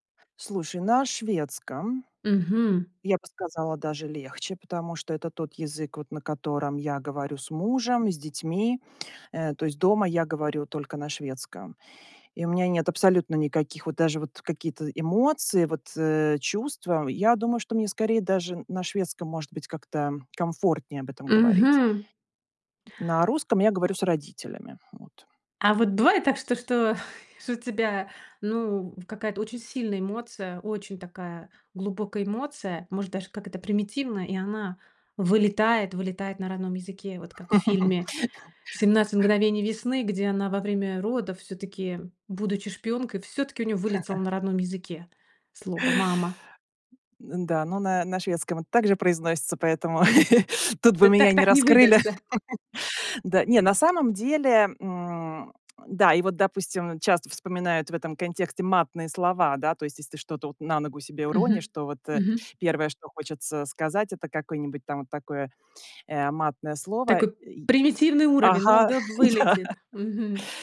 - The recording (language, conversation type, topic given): Russian, podcast, Как язык влияет на твоё самосознание?
- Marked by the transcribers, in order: tapping; laugh; other background noise; laugh; inhale; laugh; laughing while speaking: "да"; laugh